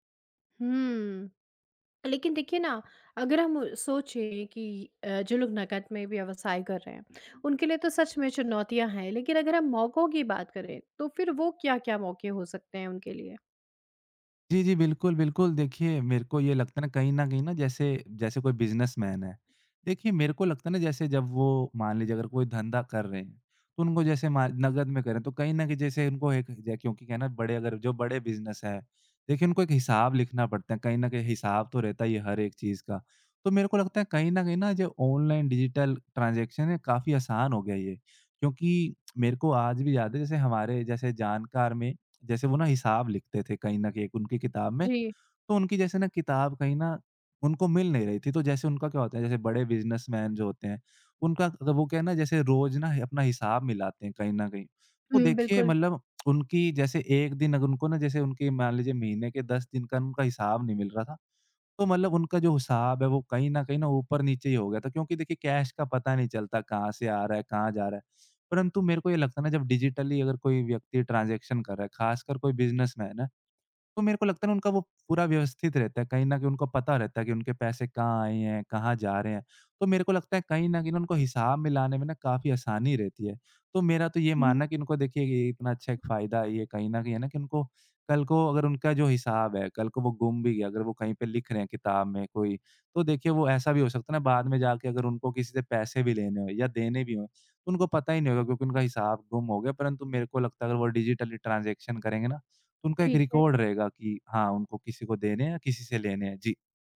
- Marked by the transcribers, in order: in English: "बिज़नेसमैन"; in English: "बिज़नेस"; in English: "डिजिटल ट्रांज़ैक्शन"; tapping; in English: "बिज़नेसमैन"; in English: "कैश"; in English: "डिजिटली"; in English: "ट्रांज़ैक्शन"; in English: "बिज़नेसमैन"; in English: "डिजिटली ट्रांज़ैक्शन"; in English: "रिकॉर्ड"
- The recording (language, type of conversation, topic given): Hindi, podcast, भविष्य में डिजिटल पैसे और नकदी में से किसे ज़्यादा तरजीह मिलेगी?